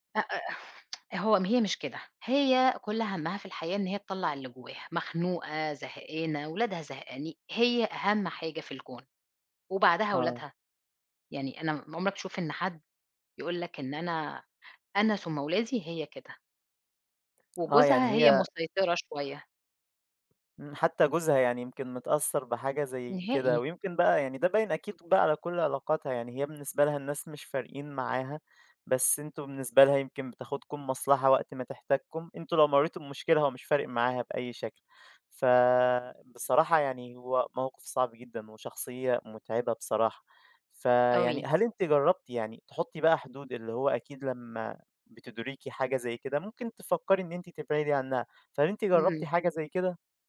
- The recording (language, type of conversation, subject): Arabic, advice, إزاي بتحس لما ما بتحطّش حدود واضحة في العلاقات اللي بتتعبك؟
- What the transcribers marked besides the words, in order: tsk; tapping